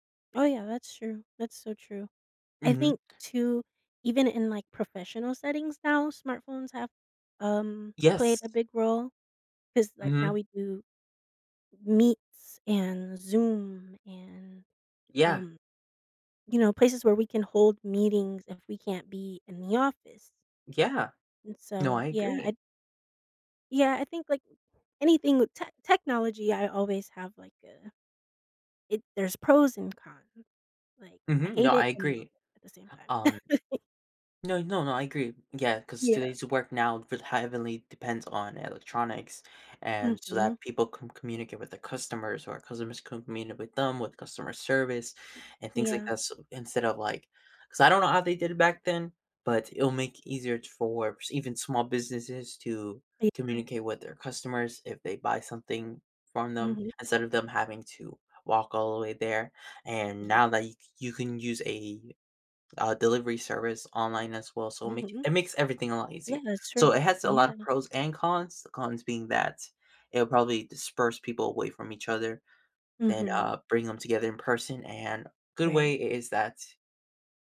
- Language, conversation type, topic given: English, unstructured, How have smartphones changed the way we communicate?
- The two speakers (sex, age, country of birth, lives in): female, 30-34, United States, United States; male, 18-19, United States, United States
- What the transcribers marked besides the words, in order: tapping; laugh; "communicate" said as "conmunite"; other background noise; unintelligible speech